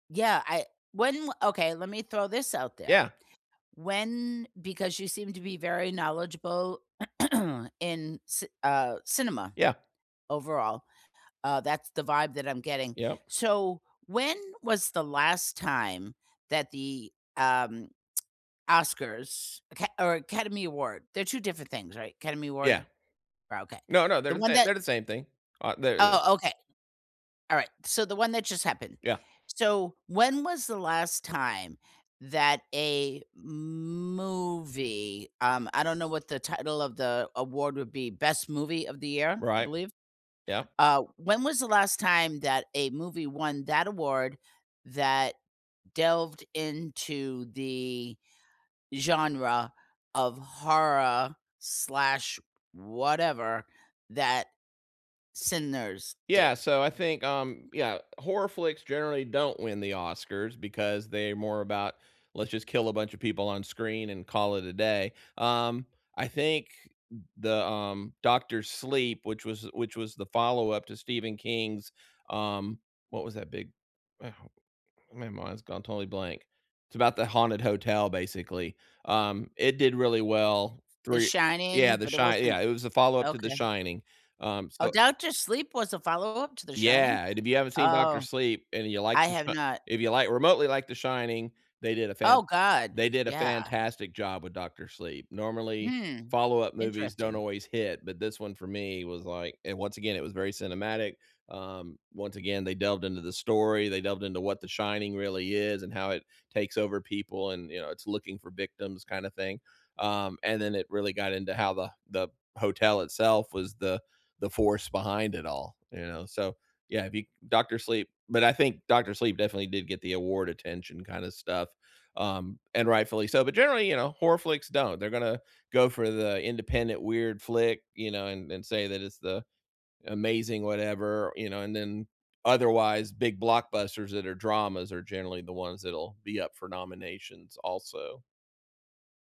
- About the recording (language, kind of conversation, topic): English, unstructured, Which recent movie truly exceeded your expectations, and what made it such a pleasant surprise?
- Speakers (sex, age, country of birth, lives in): female, 60-64, United States, United States; male, 60-64, United States, United States
- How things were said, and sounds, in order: throat clearing; tsk; drawn out: "movie"; other background noise